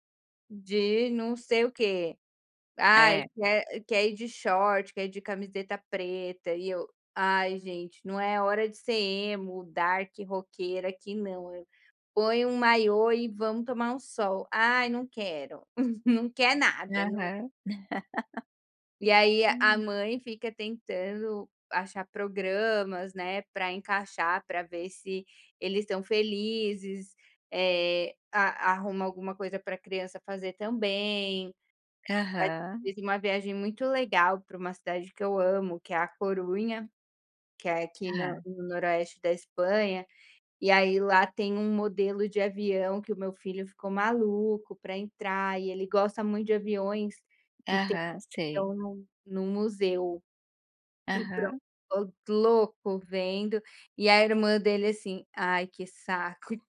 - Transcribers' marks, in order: in English: "dark"; chuckle; chuckle; tapping
- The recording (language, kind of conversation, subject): Portuguese, advice, Como posso reduzir o estresse e a ansiedade ao viajar?